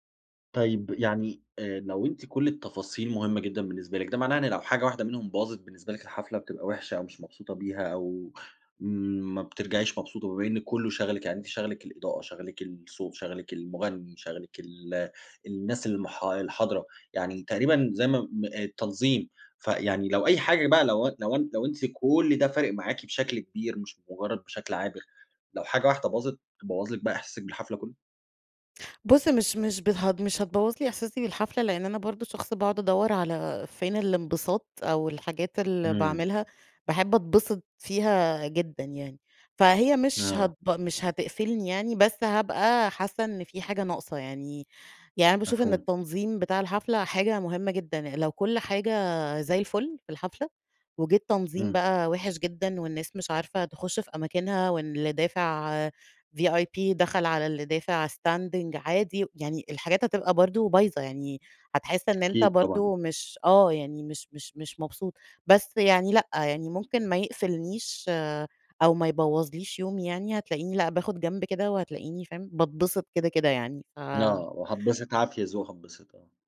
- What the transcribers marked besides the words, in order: unintelligible speech; in English: "VIP"; in English: "standing"; tapping
- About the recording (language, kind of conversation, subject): Arabic, podcast, إيه أكتر حاجة بتخلي الحفلة مميزة بالنسبالك؟